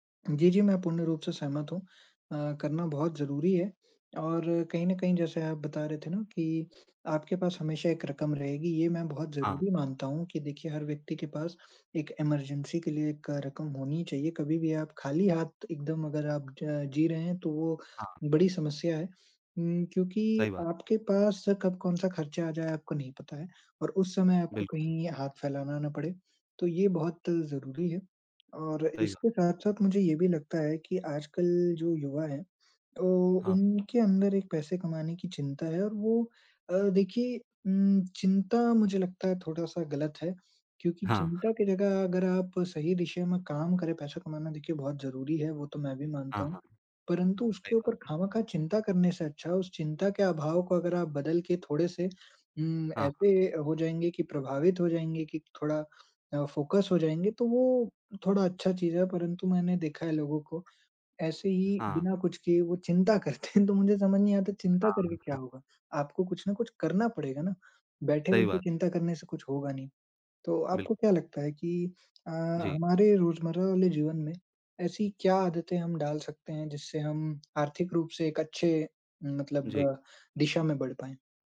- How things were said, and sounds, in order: other background noise; in English: "इमर्जेन्सी"; tapping; in English: "फोकस"; laughing while speaking: "करते हैं"; chuckle
- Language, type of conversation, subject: Hindi, unstructured, आप पैसे कमाने और खर्च करने के बीच संतुलन कैसे बनाए रखते हैं?